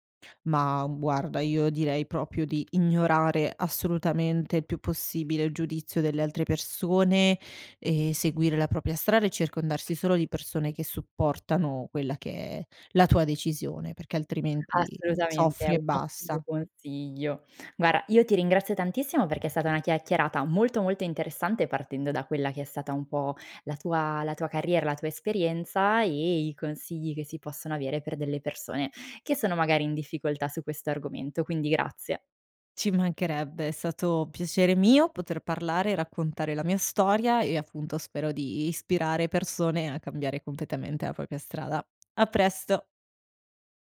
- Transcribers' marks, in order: "propria" said as "propia"; "Guarda" said as "guara"; "completamente" said as "competamente"; "propria" said as "propia"
- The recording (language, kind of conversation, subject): Italian, podcast, Qual è il primo passo per ripensare la propria carriera?